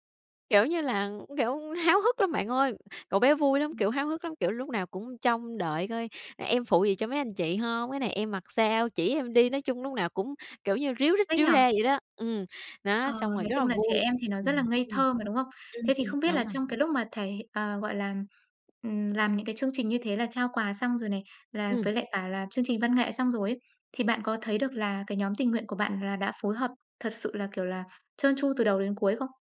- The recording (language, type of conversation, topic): Vietnamese, podcast, Bạn có thể kể về trải nghiệm làm tình nguyện cùng cộng đồng của mình không?
- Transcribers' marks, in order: tapping